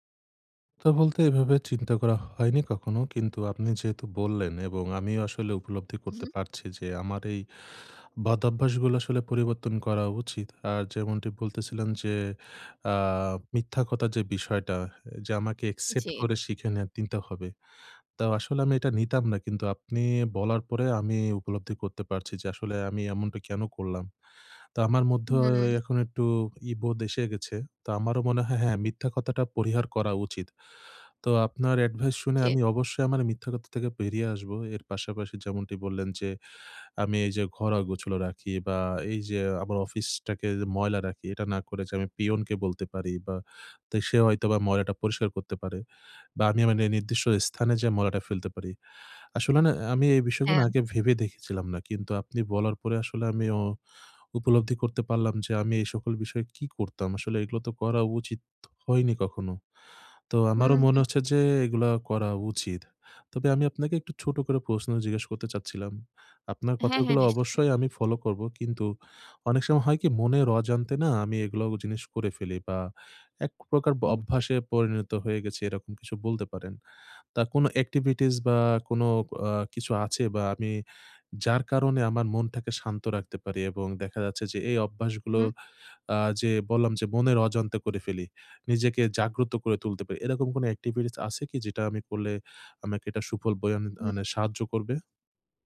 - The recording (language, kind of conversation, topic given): Bengali, advice, আমি কীভাবে আমার খারাপ অভ্যাসের ধারা বুঝে তা বদলাতে পারি?
- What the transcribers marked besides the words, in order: other background noise; in English: "অ্যাকসেপ্ট"; tapping; in English: "এক্টিভিটিস"; in English: "এক্টিভিটিস"